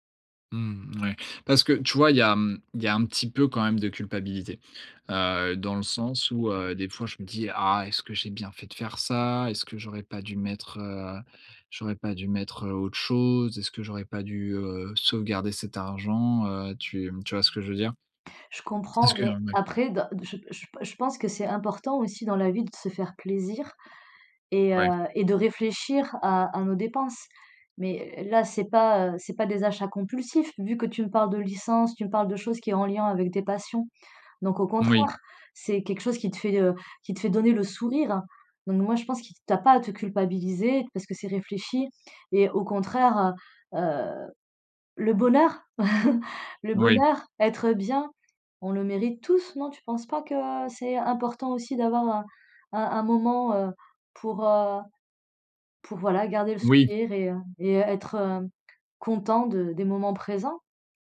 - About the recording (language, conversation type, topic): French, advice, Comment gères-tu la culpabilité de dépenser pour toi après une période financière difficile ?
- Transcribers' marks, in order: joyful: "le bonheur, le bonheur, être bien"; chuckle